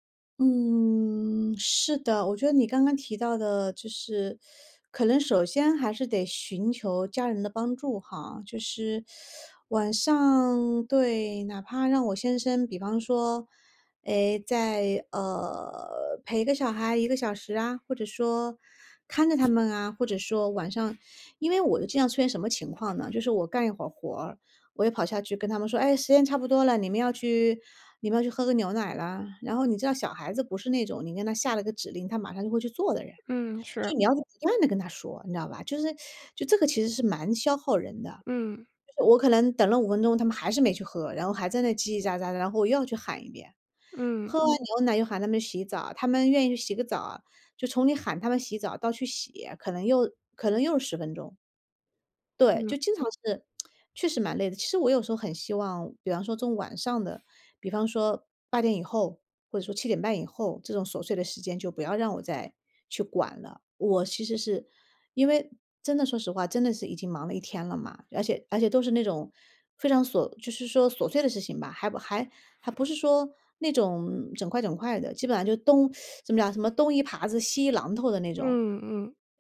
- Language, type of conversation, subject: Chinese, advice, 为什么我在家里很难放松休息？
- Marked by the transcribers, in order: other background noise; tsk; "从" said as "中"; teeth sucking